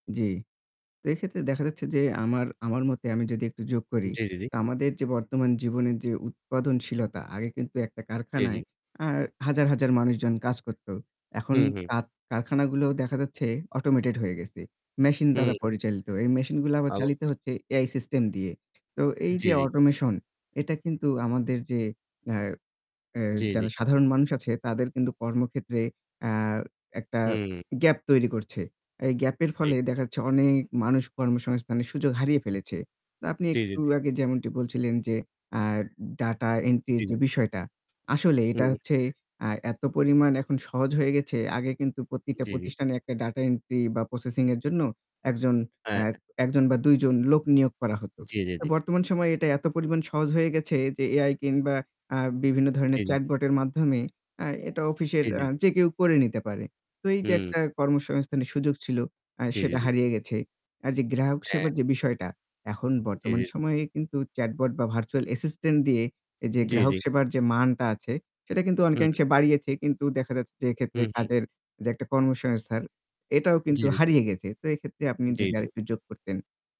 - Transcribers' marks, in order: static
- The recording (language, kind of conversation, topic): Bengali, unstructured, কৃত্রিম বুদ্ধিমত্তা কি মানুষের চাকরিকে হুমকির মুখে ফেলে?